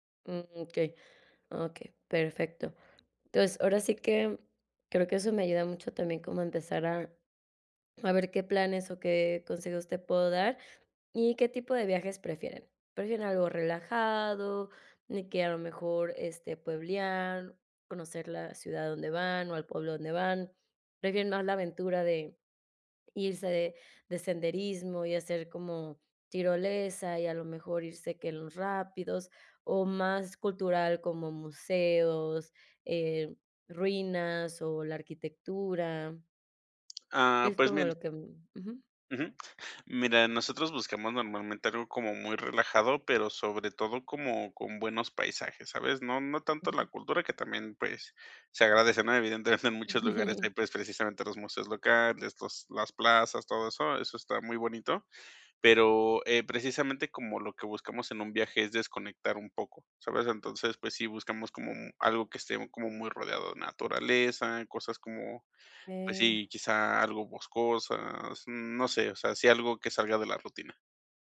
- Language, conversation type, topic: Spanish, advice, ¿Cómo puedo viajar más con poco dinero y poco tiempo?
- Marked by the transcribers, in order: tapping; other noise; laughing while speaking: "evidentemente"; chuckle